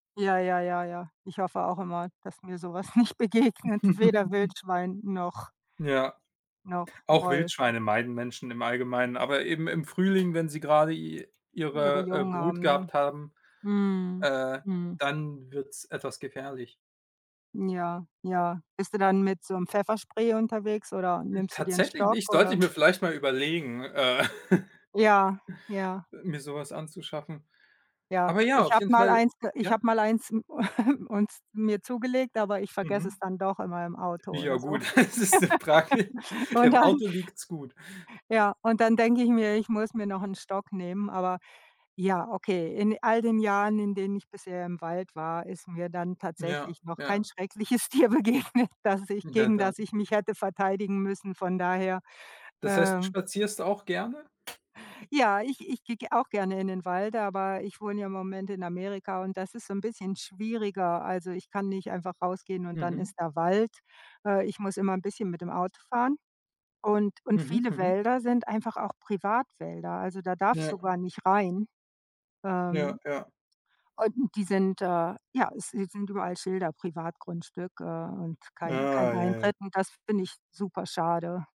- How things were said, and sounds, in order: laughing while speaking: "nicht begegnet"; chuckle; other noise; tapping; chuckle; chuckle; laughing while speaking: "Es ist fraglich"; laugh; laughing while speaking: "dann"; laughing while speaking: "schreckliches Tier begegnet"
- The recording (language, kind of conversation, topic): German, unstructured, Warum sind Wälder für uns so wichtig?